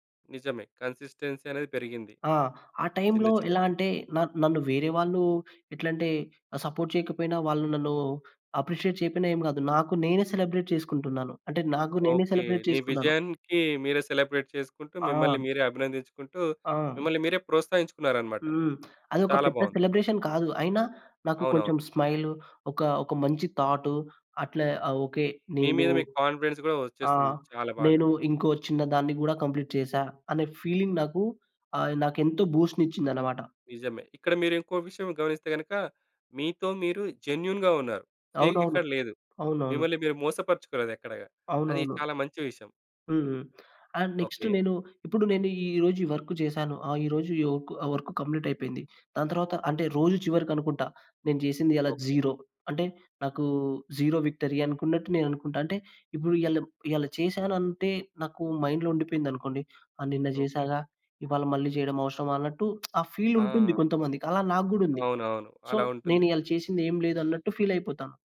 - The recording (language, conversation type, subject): Telugu, podcast, ప్రతి రోజు చిన్న విజయాన్ని సాధించడానికి మీరు అనుసరించే పద్ధతి ఏమిటి?
- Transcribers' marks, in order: in English: "కన్సిస్టెన్సీ"; in English: "టైమ్‌లో"; tapping; in English: "సపోర్ట్"; in English: "అప్రిషియేట్"; in English: "సెలబ్రేట్"; in English: "సెలబ్రేట్"; in English: "సెలబ్రేట్"; in English: "సెలబ్రేషన్"; in English: "స్మైల్"; in English: "థాట్"; in English: "కాన్ఫిడెన్స్"; in English: "కంప్లీట్"; in English: "ఫీలింగ్"; in English: "బూస్ట్"; in English: "జెన్యూన్‌గా"; in English: "ఫేక్"; other noise; in English: "అండ్ నెక్స్ట్"; in English: "వర్క్"; in English: "వర్క్ కంప్లీట్"; in English: "జీరో"; in English: "జీరో విక్టరీ"; in English: "మైండ్‌లో"; lip smack; in English: "ఫీల్"; in English: "సో"; in English: "ఫీల్"